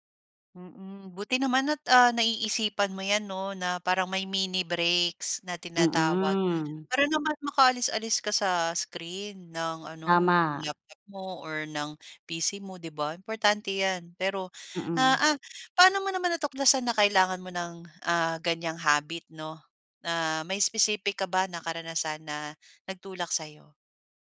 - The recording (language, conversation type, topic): Filipino, podcast, Anong simpleng gawi ang inampon mo para hindi ka maubos sa pagod?
- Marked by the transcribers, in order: other background noise